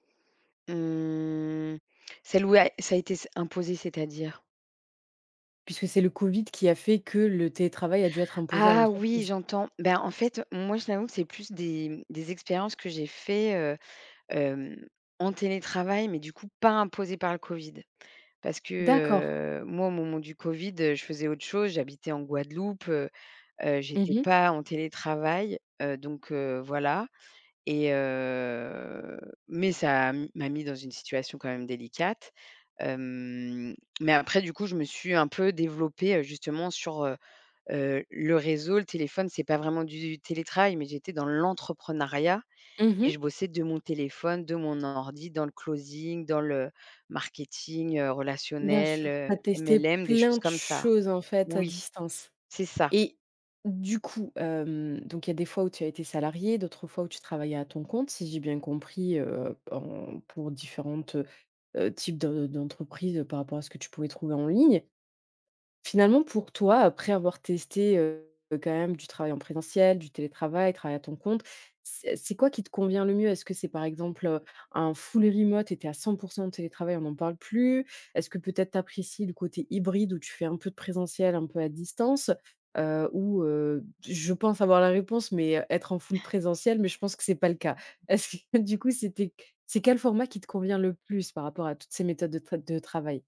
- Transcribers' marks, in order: stressed: "pas imposées"; drawn out: "heu"; drawn out: "Hem"; in English: "closing"; stressed: "plein"; tapping; in English: "full remote"; in English: "full"; chuckle
- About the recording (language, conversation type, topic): French, podcast, Parle‑moi de ton expérience avec le télétravail ?